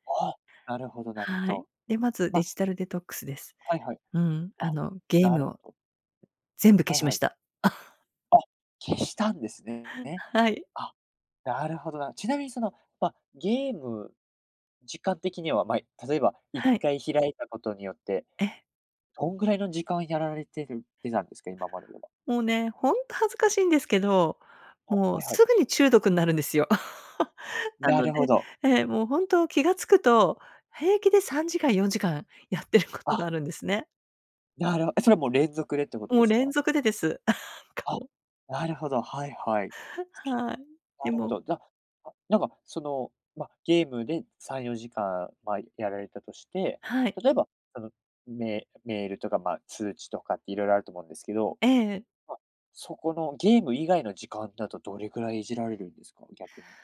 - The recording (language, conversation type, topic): Japanese, podcast, デジタルデトックスを試したことはありますか？
- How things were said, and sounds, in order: chuckle; laugh; laughing while speaking: "やってることが"; laugh; giggle